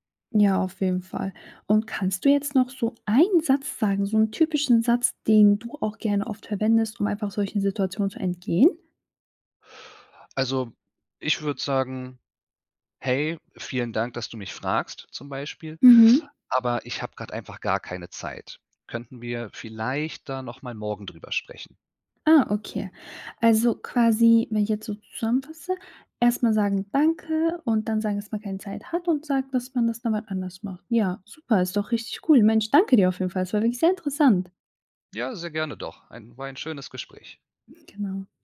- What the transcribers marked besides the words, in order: none
- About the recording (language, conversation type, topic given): German, podcast, Wie sagst du Nein, ohne die Stimmung zu zerstören?